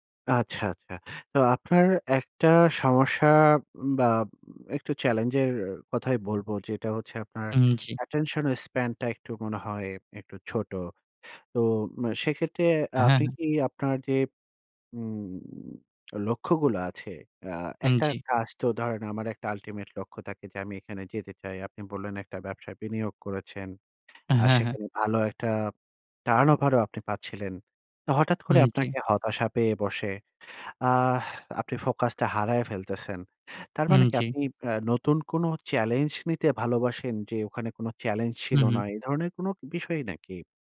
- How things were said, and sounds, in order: in English: "challenge"; in English: "attention span"; tsk; in English: "ultimate"; in English: "turnover"; in English: "focus"; in English: "challenge"; in English: "challenge"
- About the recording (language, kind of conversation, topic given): Bengali, advice, বাধার কারণে কখনও কি আপনাকে কোনো লক্ষ্য ছেড়ে দিতে হয়েছে?
- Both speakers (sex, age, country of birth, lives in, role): male, 20-24, Bangladesh, Bangladesh, user; male, 40-44, Bangladesh, Finland, advisor